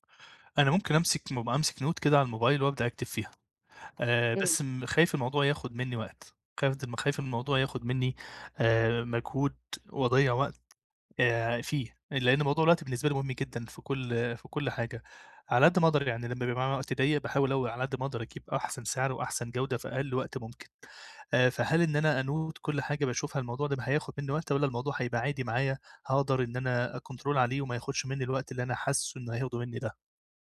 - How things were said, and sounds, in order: in English: "note"; in English: "أكنترول"
- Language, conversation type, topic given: Arabic, advice, إزاي ألاقِي صفقات وأسعار حلوة وأنا بتسوّق للملابس والهدايا؟